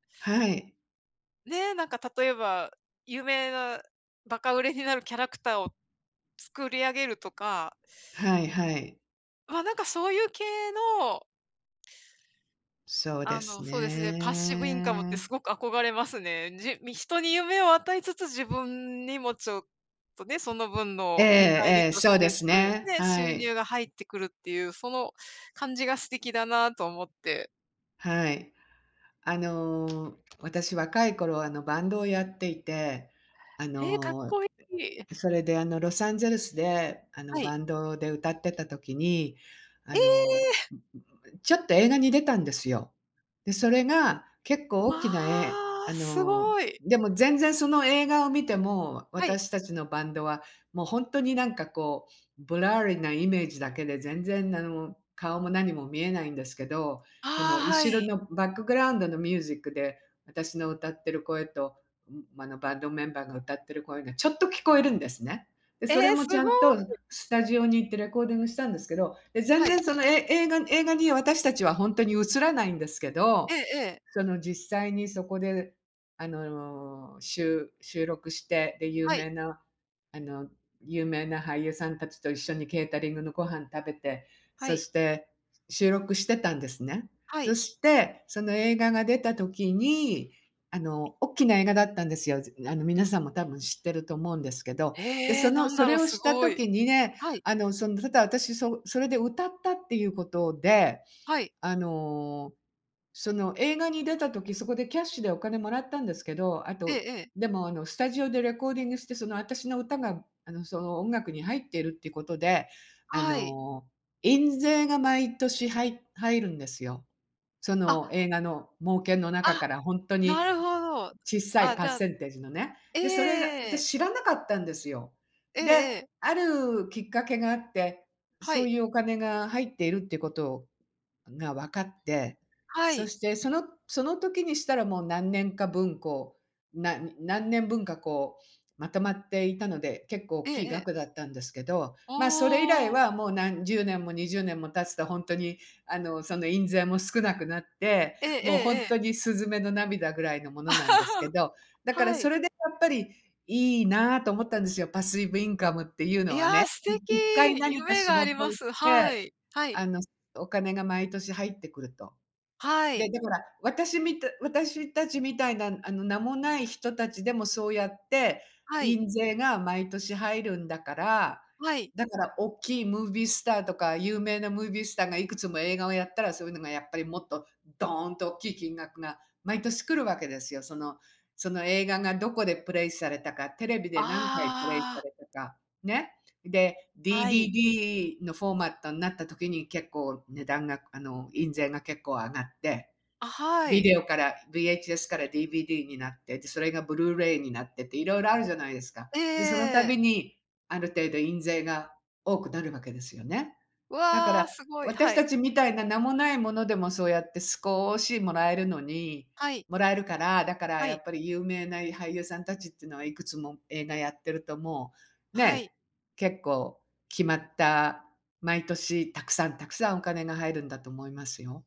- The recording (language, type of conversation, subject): Japanese, unstructured, 将来の目標は何ですか？
- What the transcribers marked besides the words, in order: in English: "パッシブインカム"; other background noise; other noise; surprised: "ええ"; surprised: "わあ"; put-on voice: "ブラーリ"; in English: "ブラーリ"; in English: "レコーディング"; surprised: "ええ、すごい"; surprised: "へえ"; in English: "キャッシュ"; in English: "レコーディング"; in English: "パッセンテージ"; laugh; in English: "パスイブインカム"; joyful: "いや、素敵"; stressed: "ドーン"